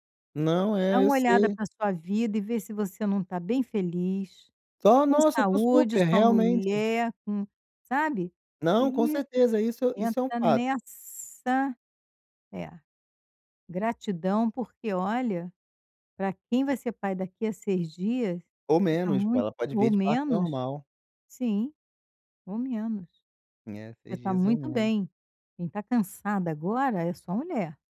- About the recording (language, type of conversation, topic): Portuguese, advice, Como posso aprender a dizer não às demandas sem me sentir culpado(a) e evitar o burnout?
- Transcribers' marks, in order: tapping